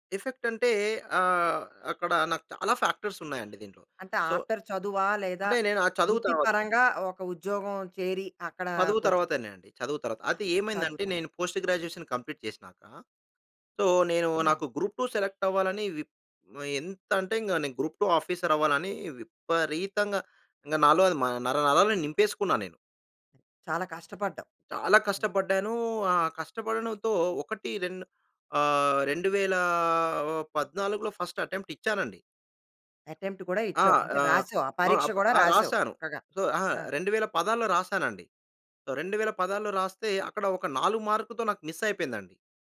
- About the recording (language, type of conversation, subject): Telugu, podcast, నీ జీవితంలో నువ్వు ఎక్కువగా పశ్చాత్తాపపడే నిర్ణయం ఏది?
- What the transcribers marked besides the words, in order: in English: "ఎఫెక్ట్"; in English: "ఫాక్టర్స్"; in English: "ఆఫ్టర్"; in English: "సో"; other background noise; in English: "పోస్ట్ గ్రాడ్యుయేషన్ కంప్లీట్"; in English: "సో"; in English: "సెలెక్ట్"; in English: "ఆఫీసర్"; in English: "ఫస్ట్ అటెంప్ట్"; in English: "అటెంప్ట్"; in English: "సో"; "మార్కులతో" said as "మార్కుతో"; in English: "మిస్"